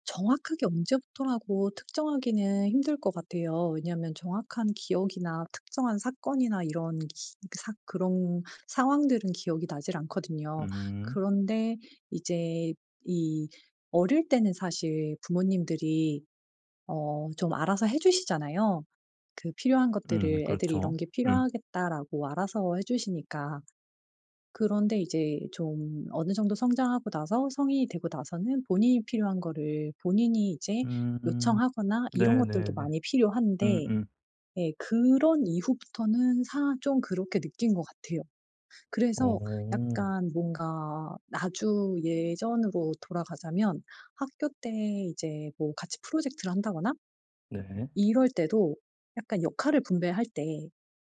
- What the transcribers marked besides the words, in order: none
- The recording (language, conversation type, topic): Korean, advice, 제 필요를 솔직하게 말하기 어려울 때 어떻게 표현하면 좋을까요?